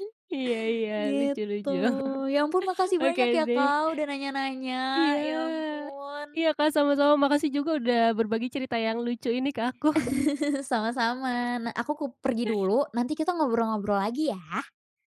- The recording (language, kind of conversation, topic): Indonesian, podcast, Apa yang kamu lakukan saat tersesat di tempat asing?
- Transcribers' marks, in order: chuckle; other background noise; laugh; giggle; tapping